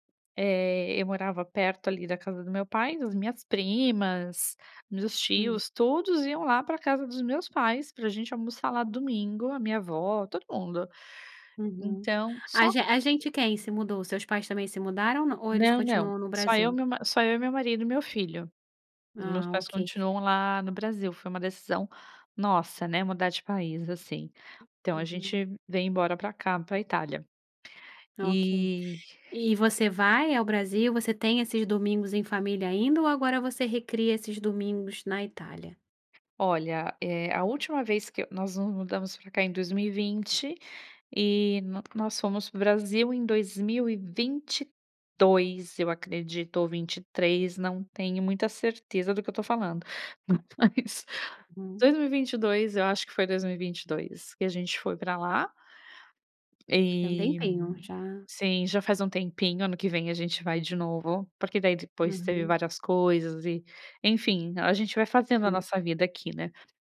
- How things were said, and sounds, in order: tapping; other noise; chuckle; laughing while speaking: "Mas"
- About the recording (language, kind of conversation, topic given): Portuguese, podcast, Que comida te lembra os domingos em família?